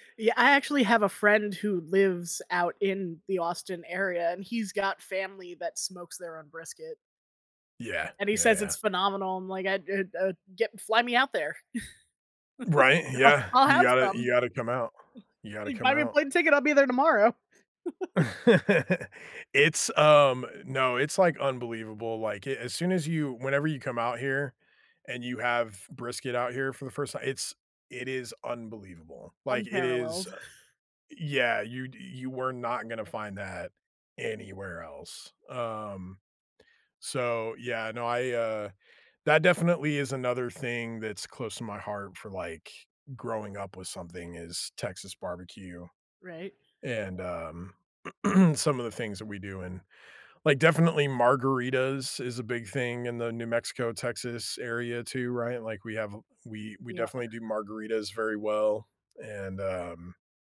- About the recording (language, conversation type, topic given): English, unstructured, How can I recreate the foods that connect me to my childhood?
- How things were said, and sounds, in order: chuckle; chuckle; exhale; throat clearing